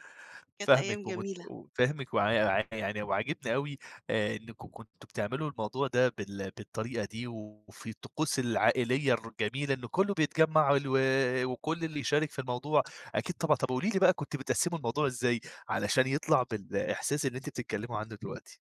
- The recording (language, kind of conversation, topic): Arabic, podcast, إيه الطبق اللي العيد عندكم ما بيكملش من غيره؟
- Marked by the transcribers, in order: unintelligible speech; tapping